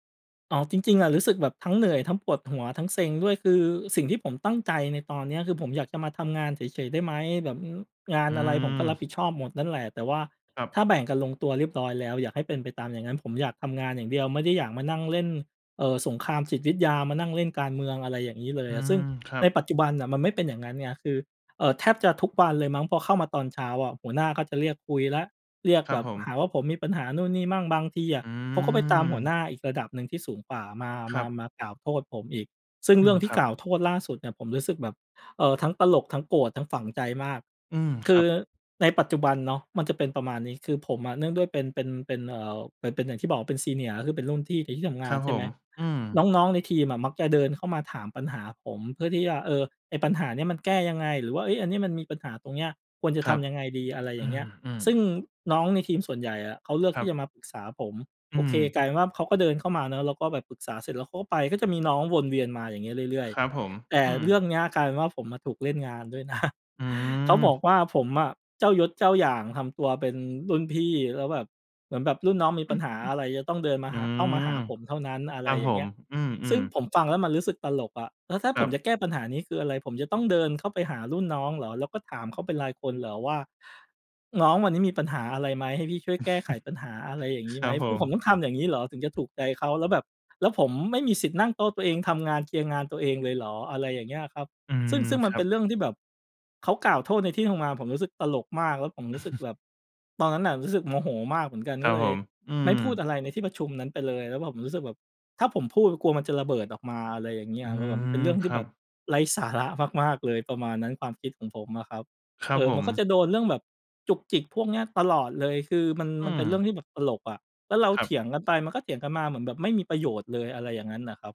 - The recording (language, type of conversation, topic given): Thai, advice, คุณควรทำอย่างไรเมื่อเจ้านายจุกจิกและไว้ใจไม่ได้เวลามอบหมายงาน?
- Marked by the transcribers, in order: other background noise; laughing while speaking: "นะ"; chuckle; chuckle; chuckle